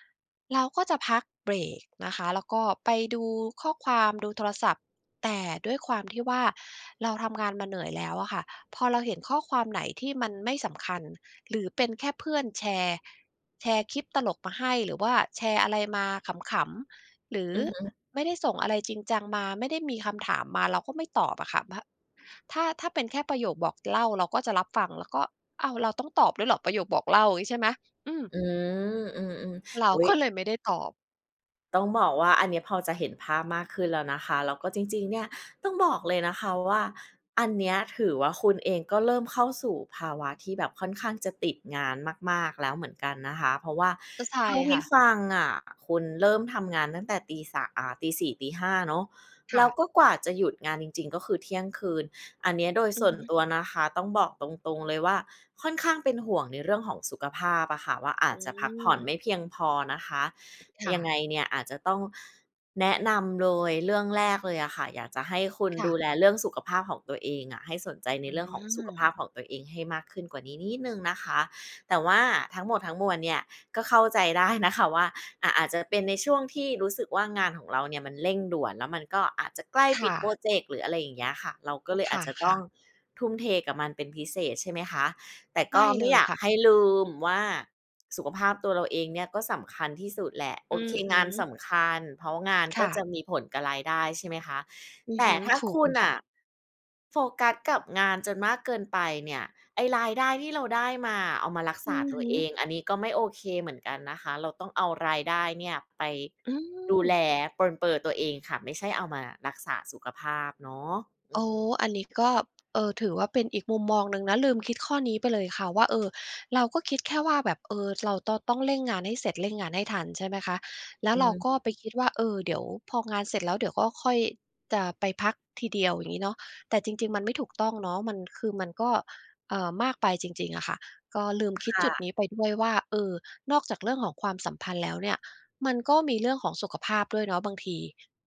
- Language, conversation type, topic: Thai, advice, คุณควรทำอย่างไรเมื่อรู้สึกผิดที่ต้องเว้นระยะห่างจากคนรอบตัวเพื่อโฟกัสงาน?
- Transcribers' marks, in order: tapping; laughing while speaking: "นะคะ"; other noise